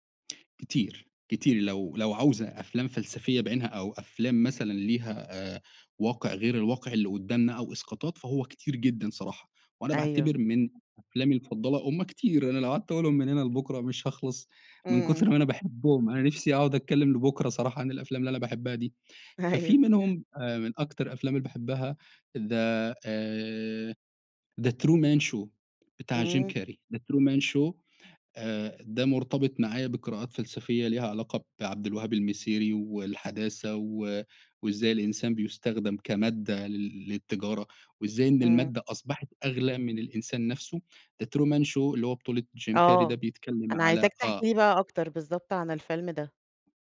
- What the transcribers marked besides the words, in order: laughing while speaking: "أيوه"; in English: "the"; in English: "the true man show"; in English: "the true man show"; in English: "the true man show"
- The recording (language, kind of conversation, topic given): Arabic, podcast, ما آخر فيلم أثّر فيك وليه؟